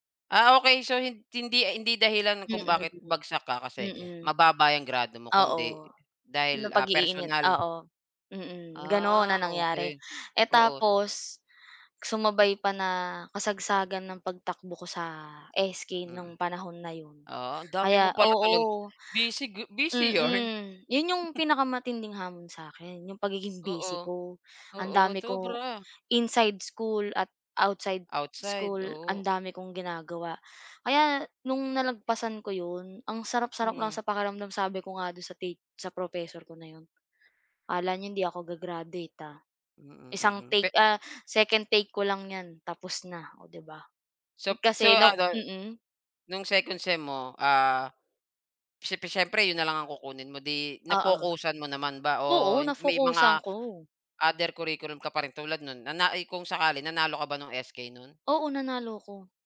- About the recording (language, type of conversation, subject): Filipino, unstructured, Ano ang pinakamalaking hamon na naranasan mo, at paano mo ito nalampasan?
- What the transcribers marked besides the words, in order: other background noise; chuckle